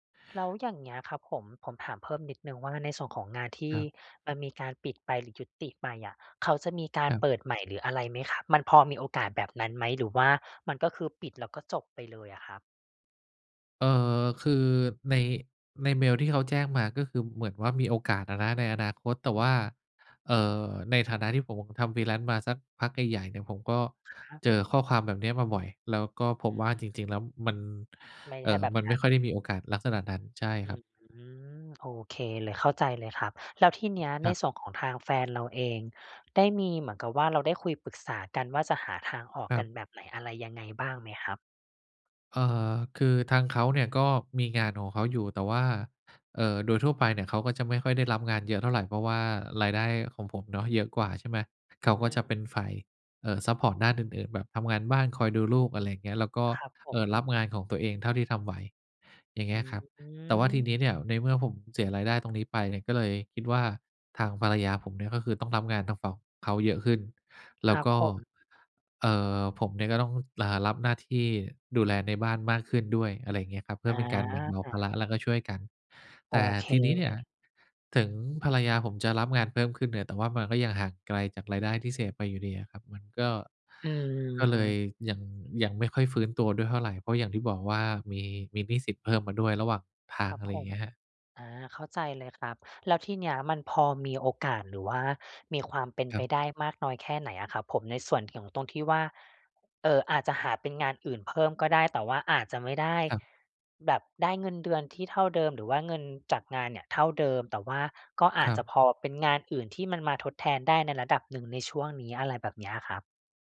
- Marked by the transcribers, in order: in English: "freelance"; drawn out: "อืม"
- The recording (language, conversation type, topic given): Thai, advice, คุณมีประสบการณ์อย่างไรกับการตกงานกะทันหันและความไม่แน่นอนเรื่องรายได้?